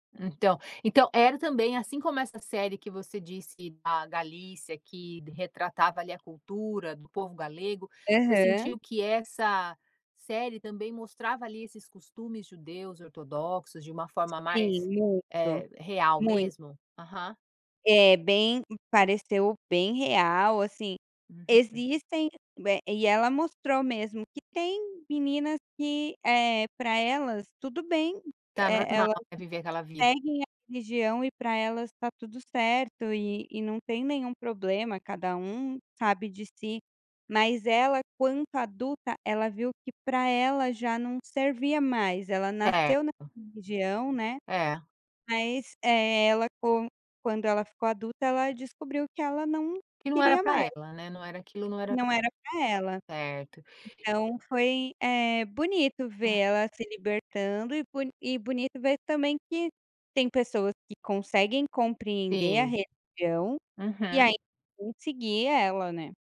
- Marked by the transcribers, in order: none
- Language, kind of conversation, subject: Portuguese, podcast, Como o streaming mudou, na prática, a forma como assistimos a filmes?